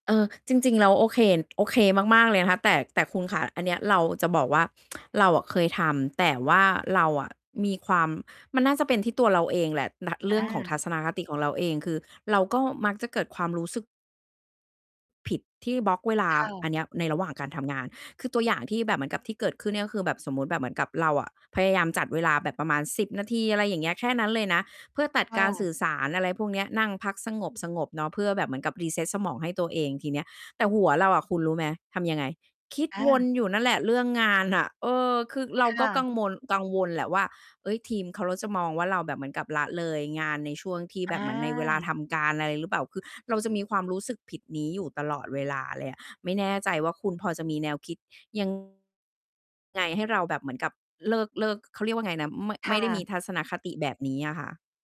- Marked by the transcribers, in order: tsk; distorted speech
- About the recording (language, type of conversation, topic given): Thai, advice, ฉันจะจัดสรรเวลาเพื่อพักผ่อนและเติมพลังได้อย่างไร?